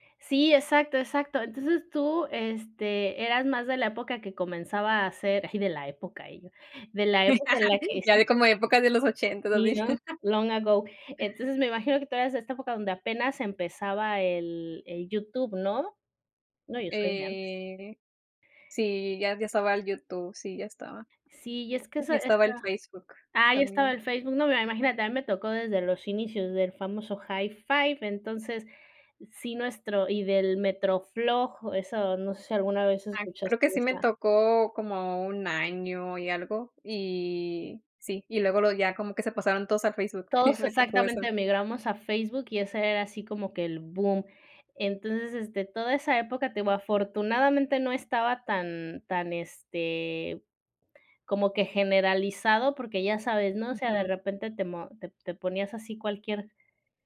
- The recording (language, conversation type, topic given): Spanish, unstructured, ¿Cómo compartir recuerdos puede fortalecer una amistad?
- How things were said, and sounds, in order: chuckle; laughing while speaking: "Ya de como épocas de los ochentas, así"; unintelligible speech; in English: "long ago"; tapping; drawn out: "Eh"; chuckle; other background noise